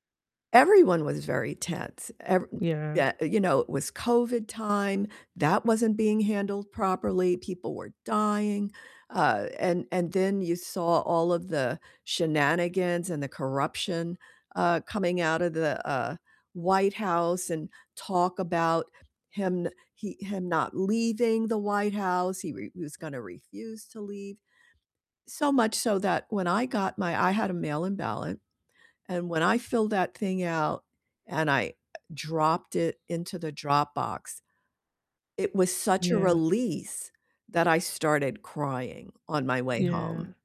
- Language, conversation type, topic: English, unstructured, How should we address concerns about the future of voting rights?
- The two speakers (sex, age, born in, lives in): female, 30-34, United States, United States; female, 75-79, United States, United States
- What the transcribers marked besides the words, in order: distorted speech; swallow